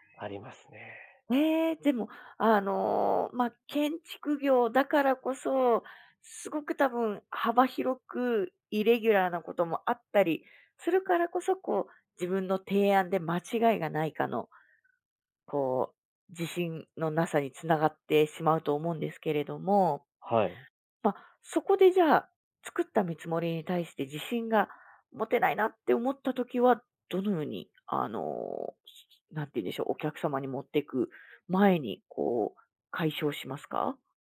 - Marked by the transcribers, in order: none
- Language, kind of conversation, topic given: Japanese, podcast, 自信がないとき、具体的にどんな対策をしていますか?